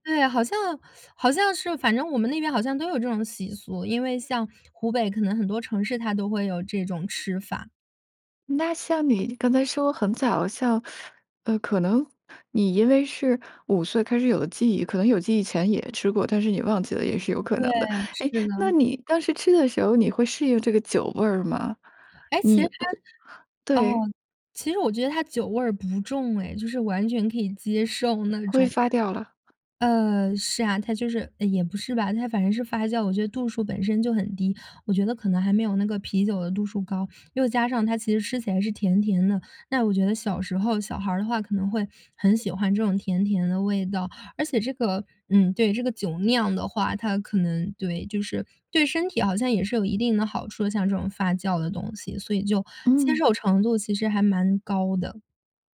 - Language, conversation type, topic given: Chinese, podcast, 你家乡有哪些与季节有关的习俗？
- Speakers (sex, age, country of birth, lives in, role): female, 20-24, China, Sweden, guest; female, 35-39, China, United States, host
- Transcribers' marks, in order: other background noise